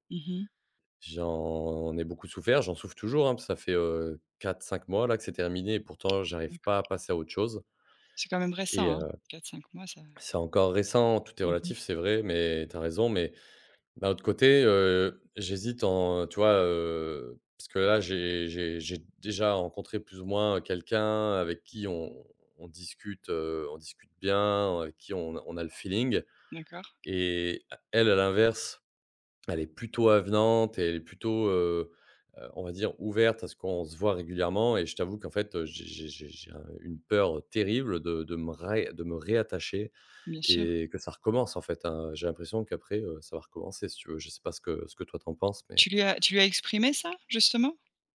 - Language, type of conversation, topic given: French, advice, Comment surmonter la peur de se remettre en couple après une rupture douloureuse ?
- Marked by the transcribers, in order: drawn out: "J'en"; tapping; sad: "Et heu, c'est encore récent … tu as raison"; stressed: "déjà"